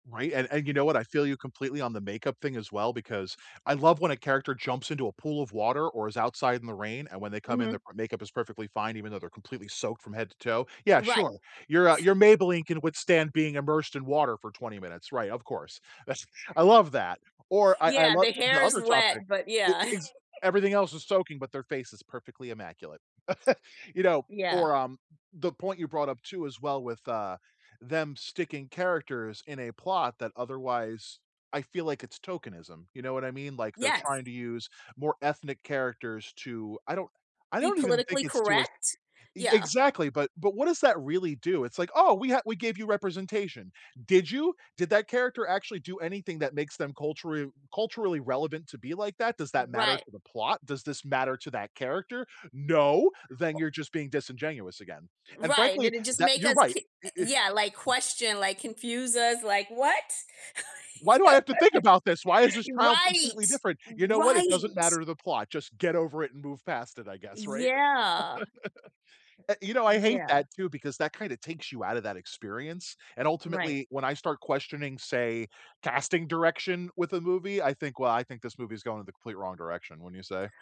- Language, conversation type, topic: English, unstructured, What makes a movie plot feel dishonest or fake to you?
- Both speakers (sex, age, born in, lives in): female, 55-59, United States, United States; male, 40-44, United States, United States
- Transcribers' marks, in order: chuckle; laughing while speaking: "That's"; giggle; chuckle; other background noise; tapping; stressed: "No"; laugh; stressed: "Right"; laugh